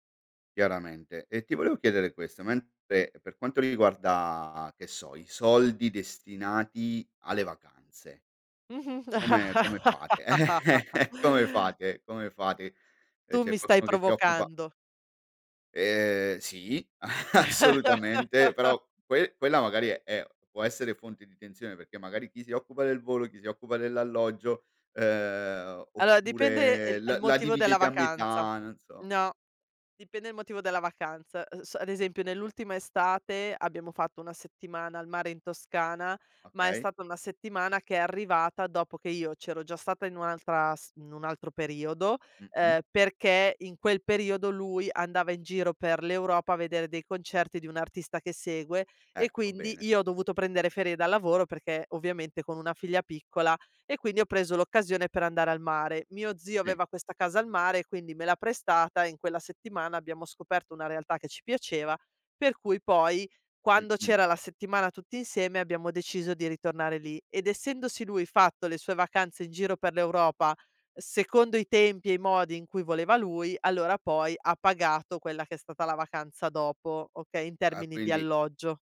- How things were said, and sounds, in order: chuckle; laugh; laughing while speaking: "assolutamente"; laugh
- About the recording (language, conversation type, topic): Italian, podcast, Come si può parlare di soldi in famiglia senza creare tensioni?